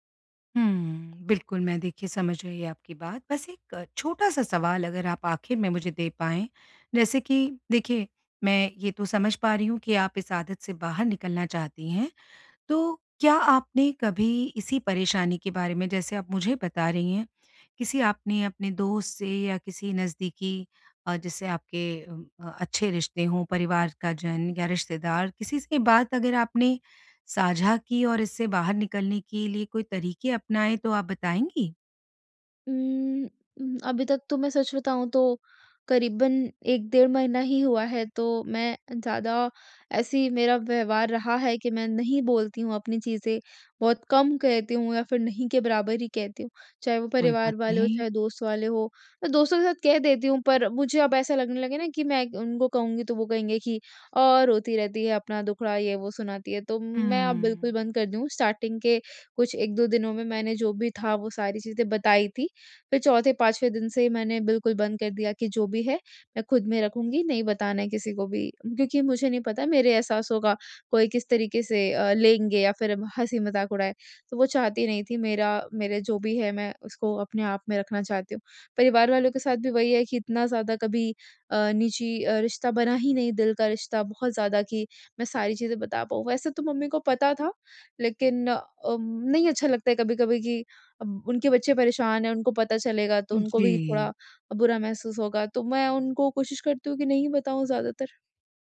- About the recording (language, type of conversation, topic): Hindi, advice, ब्रेकअप के बाद मैं अकेलापन कैसे संभालूँ और खुद को फिर से कैसे पहचानूँ?
- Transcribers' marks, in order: in English: "स्टार्टिंग"